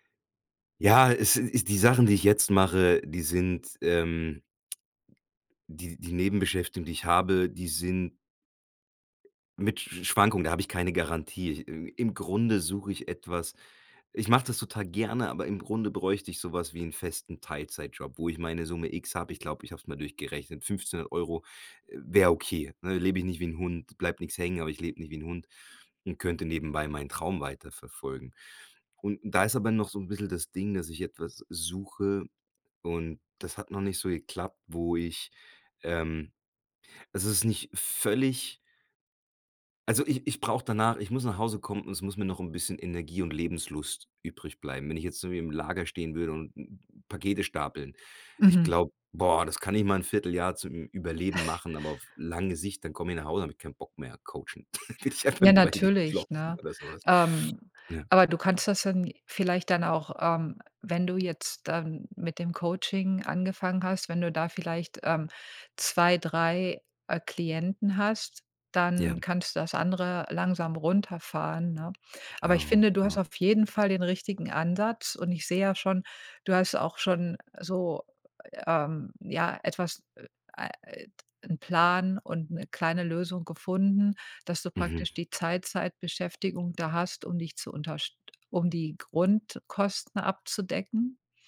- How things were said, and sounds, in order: chuckle; laughing while speaking: "Dann will ich einfach nur, weiß ich nicht, glotzen oder so was"
- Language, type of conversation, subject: German, advice, Wie geht ihr mit Zukunftsängsten und ständigem Grübeln um?
- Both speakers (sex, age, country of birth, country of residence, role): female, 50-54, Germany, United States, advisor; male, 40-44, Germany, Germany, user